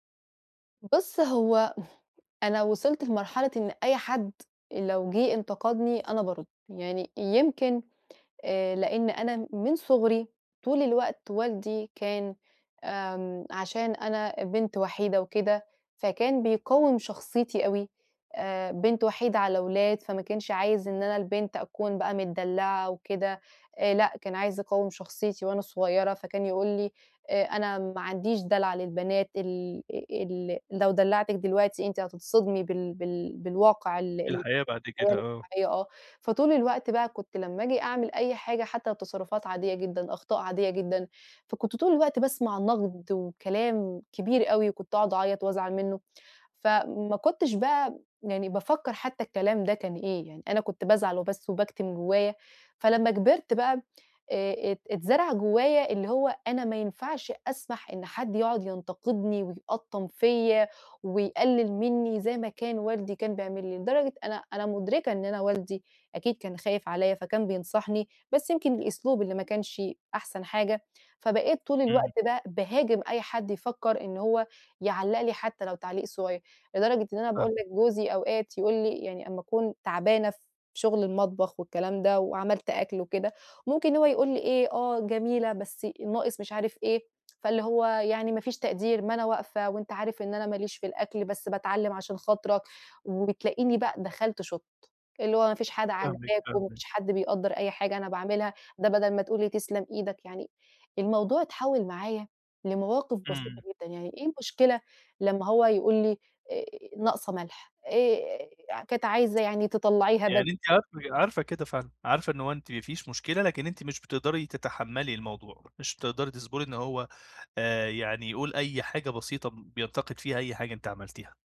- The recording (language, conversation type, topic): Arabic, advice, إزاي أستقبل النقد من غير ما أبقى دفاعي وأبوّظ علاقتي بالناس؟
- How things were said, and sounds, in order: other noise; unintelligible speech; tapping; "حاجة" said as "حادَة"; other background noise